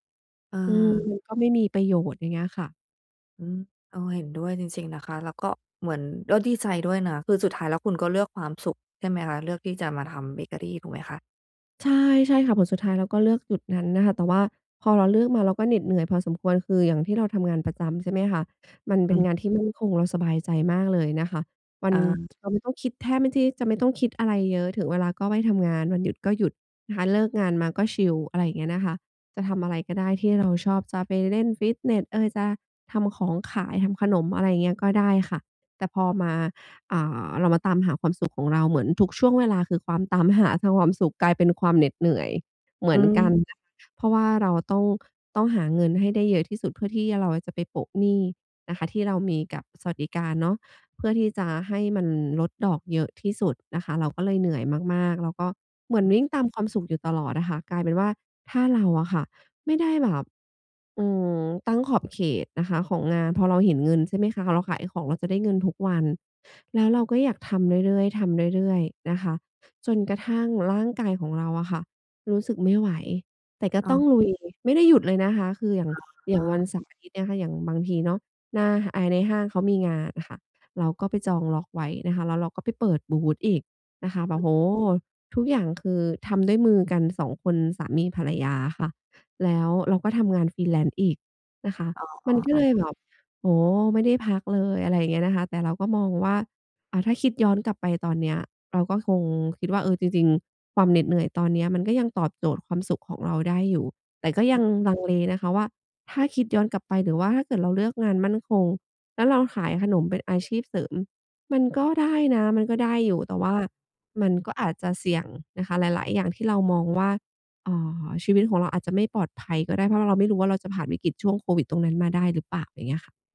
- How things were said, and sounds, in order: tapping; other noise; other background noise; in English: "Freelance"
- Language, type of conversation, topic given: Thai, advice, ควรเลือกงานที่มั่นคงหรือเลือกทางที่ทำให้มีความสุข และควรทบทวนการตัดสินใจไหม?